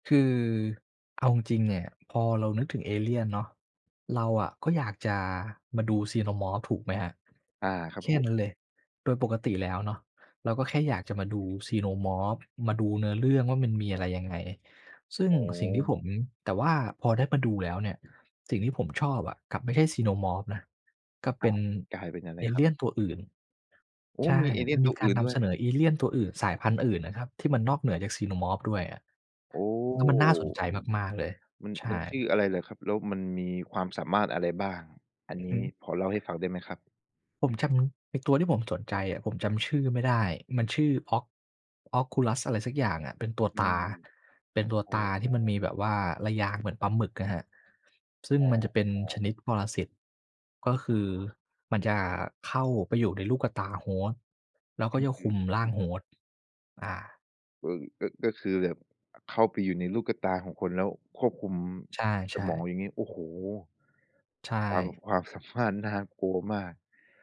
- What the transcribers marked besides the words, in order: tapping; other background noise; drawn out: "โอ้ !"; in English: "Host"; in English: "Host"
- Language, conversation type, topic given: Thai, podcast, คุณชอบซีรีส์แนวไหน และอะไรทำให้คุณติดงอมแงมถึงขั้นบอกตัวเองว่า “เดี๋ยวดูต่ออีกตอนเดียว”?